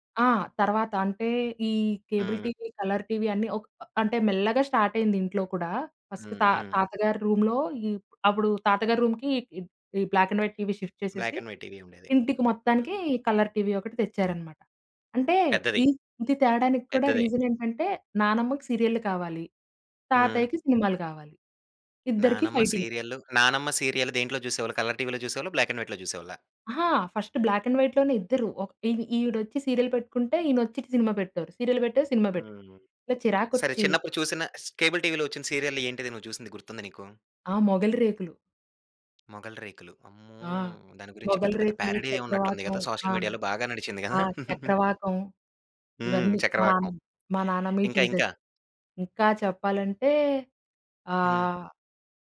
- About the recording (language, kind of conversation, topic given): Telugu, podcast, స్ట్రీమింగ్ సేవలు కేబుల్ టీవీకన్నా మీకు బాగా నచ్చేవి ఏవి, ఎందుకు?
- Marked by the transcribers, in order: in English: "కేబుల్ టీవీ, కలర్ టీవీ"; in English: "స్టార్ట్"; in English: "ఫస్ట్"; in English: "రూమ్‌లో"; in English: "రూమ్‌కి"; in English: "బ్లాక్ అండ్ వైట్ టీవీ షిఫ్ట్"; in English: "బ్లాక్ అండ్ వైట్ టివి"; in English: "కలర్ టీవీ"; in English: "రీజన్"; in English: "ఫైటింగ్"; in English: "సీరియల్"; in English: "సీరియల్"; in English: "కలర్ టివిలో"; in English: "బ్లాక్ అండ్ వైట్‌లో"; in English: "ఫస్ట్ బ్లాక్ అండ్ వైట్"; in English: "సీరియల్"; in English: "సీరియల్"; in English: "కేబుల్ టివిలో"; in English: "సీరియల్"; in English: "సోషల్ మీడియాలో"; giggle